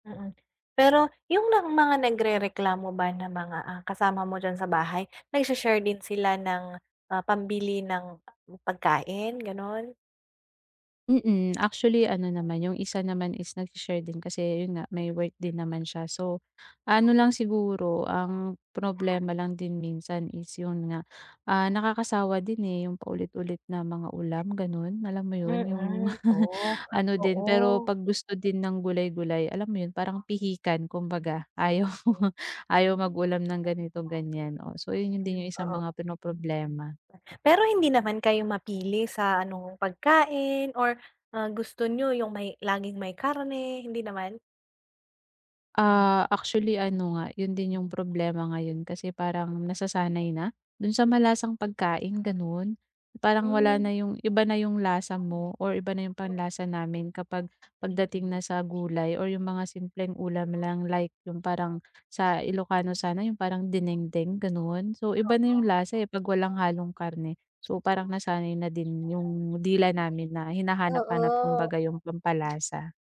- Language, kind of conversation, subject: Filipino, advice, Paano ako makakapagbadyet para sa masustansiyang pagkain bawat linggo?
- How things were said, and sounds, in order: other background noise; tapping; lip smack; dog barking; laugh; laugh